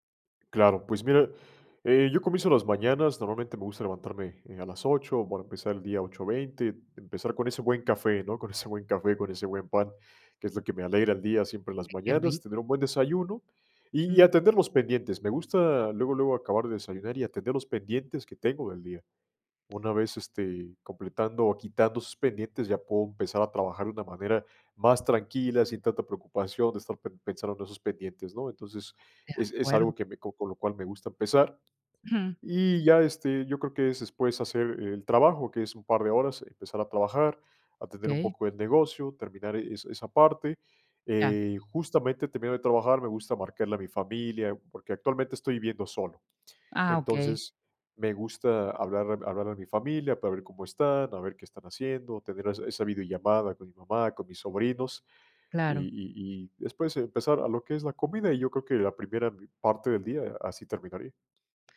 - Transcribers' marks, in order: laughing while speaking: "con ese buen"; chuckle; other background noise; tapping
- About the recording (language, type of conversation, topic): Spanish, podcast, ¿Cómo combinas el trabajo, la familia y el aprendizaje personal?